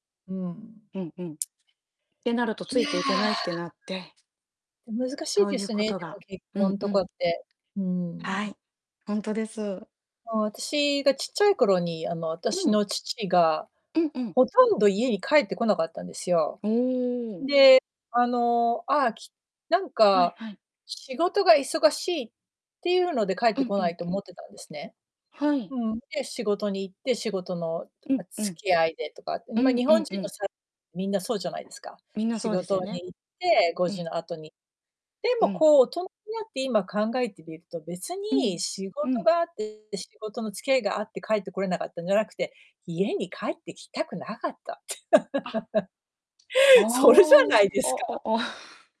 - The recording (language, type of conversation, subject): Japanese, unstructured, 遠距離恋愛についてどう思いますか？
- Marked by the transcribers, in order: tapping; distorted speech; laugh; chuckle